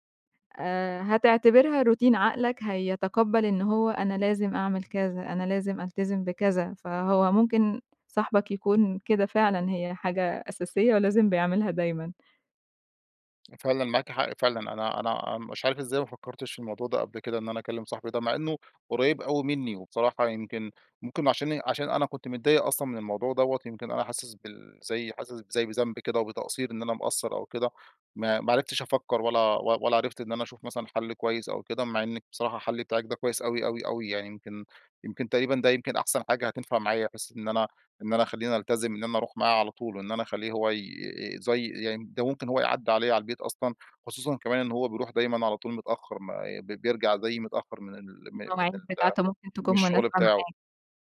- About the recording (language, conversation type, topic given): Arabic, advice, إزاي أقدر ألتزم بممارسة الرياضة كل أسبوع؟
- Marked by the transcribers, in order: in English: "روتين"; tapping; unintelligible speech